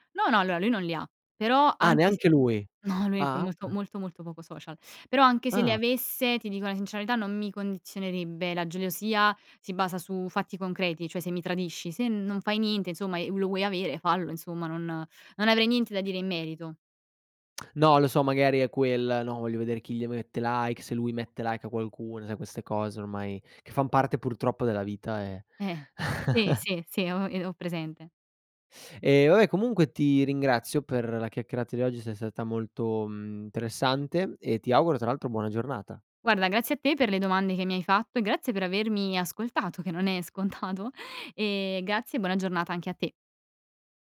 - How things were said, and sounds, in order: "allora" said as "alloa"; laughing while speaking: "no"; "sincera verità" said as "sinceaviità"; "gelosia" said as "geliosia"; chuckle; "interessante" said as "nteressante"; laughing while speaking: "ascoltato"; laughing while speaking: "scontato"
- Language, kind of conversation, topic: Italian, podcast, Che ruolo hanno i social media nella visibilità della tua comunità?